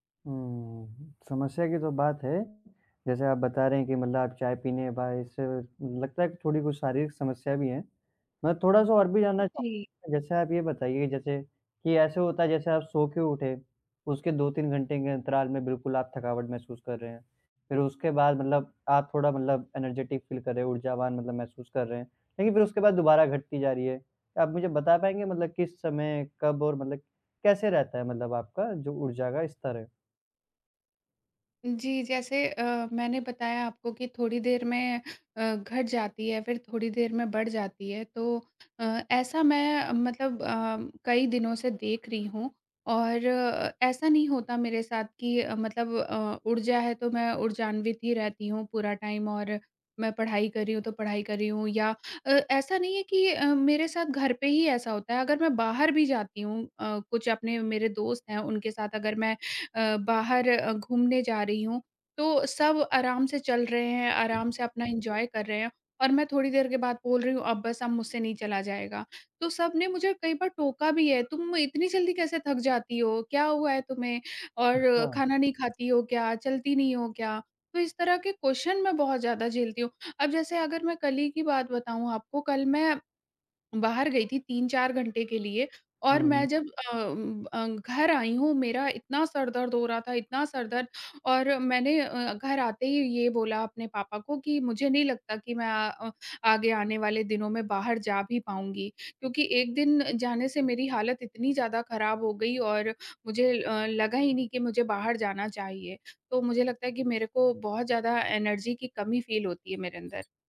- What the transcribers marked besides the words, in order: in English: "एनर्जेटिक फ़ील"; tapping; in English: "टाइम"; in English: "एंजॉय"; in English: "क्वेश्चन"; in English: "एनर्जी"; in English: "फ़ील"; other background noise
- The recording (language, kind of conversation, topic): Hindi, advice, दिनभर मेरी ऊर्जा में उतार-चढ़ाव होता रहता है, मैं इसे कैसे नियंत्रित करूँ?